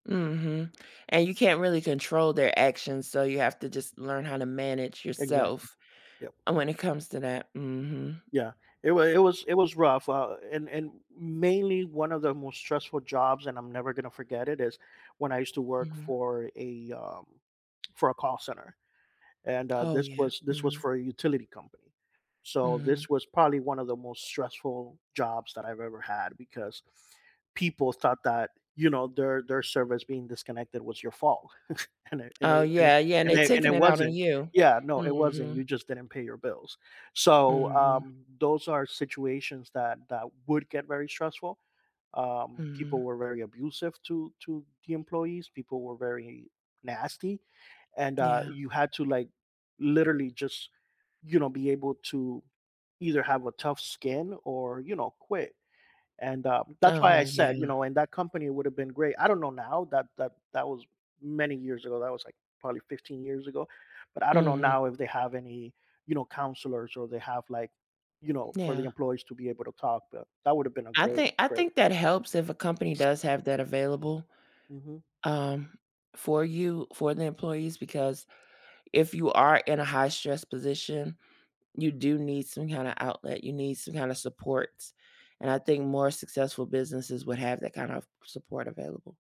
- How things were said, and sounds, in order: lip smack; chuckle; other noise; tapping
- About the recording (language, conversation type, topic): English, podcast, What habits help you stay calm and balanced during a busy day?
- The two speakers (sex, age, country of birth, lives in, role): female, 45-49, United States, United States, host; male, 45-49, United States, United States, guest